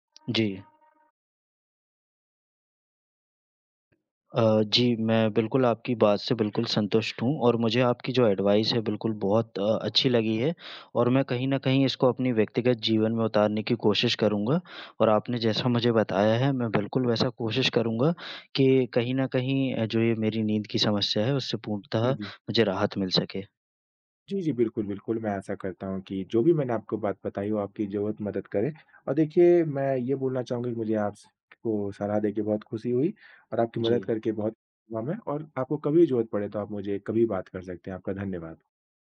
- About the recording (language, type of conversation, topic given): Hindi, advice, सोने से पहले चिंता और विचारों का लगातार दौड़ना
- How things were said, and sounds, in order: tapping; in English: "एडवाइस"